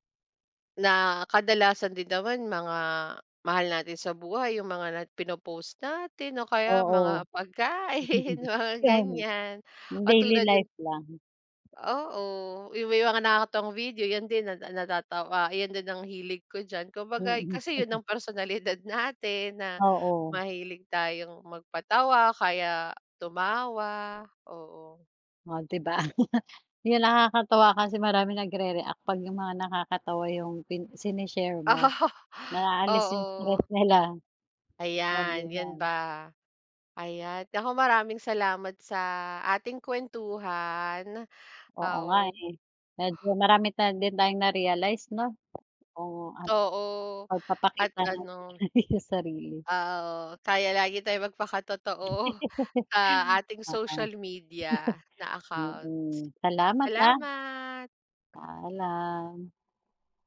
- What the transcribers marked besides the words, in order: other background noise; chuckle; unintelligible speech; laughing while speaking: "pagkain"; tapping; chuckle; laugh; laughing while speaking: "Ah"; chuckle; laugh
- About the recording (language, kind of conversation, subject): Filipino, unstructured, Ano ang palagay mo sa paraan ng pagpapakita ng sarili sa sosyal na midya?
- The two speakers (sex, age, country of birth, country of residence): female, 35-39, Philippines, Philippines; female, 40-44, Philippines, Philippines